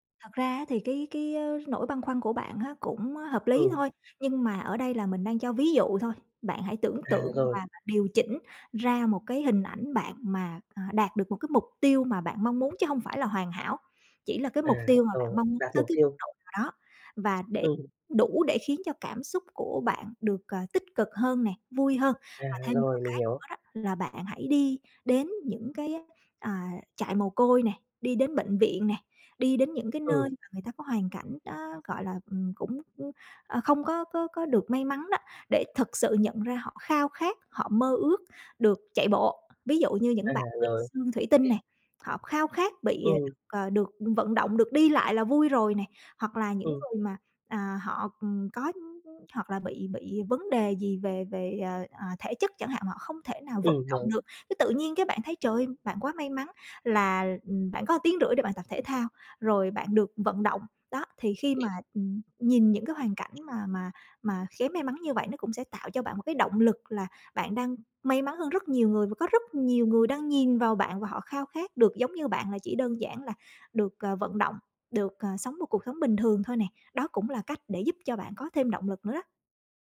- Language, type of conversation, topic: Vietnamese, advice, Làm sao để giữ động lực khi đang cải thiện nhưng cảm thấy tiến triển chững lại?
- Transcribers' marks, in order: other background noise; tapping